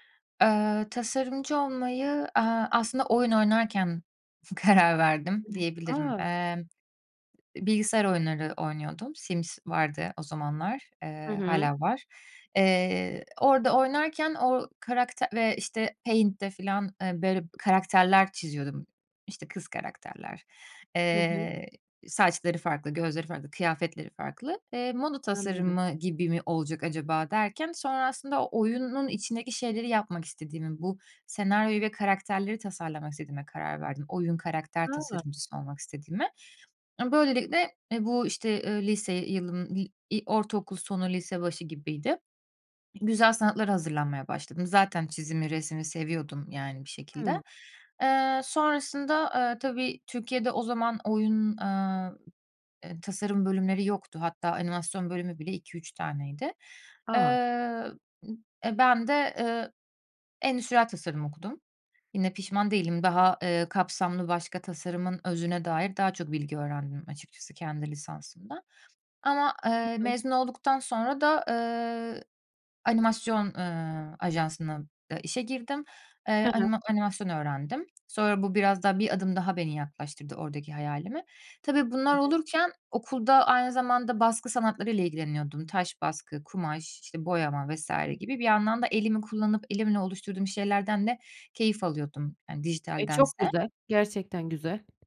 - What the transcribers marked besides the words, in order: other background noise; swallow; tapping
- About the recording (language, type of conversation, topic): Turkish, podcast, Tıkandığında ne yaparsın?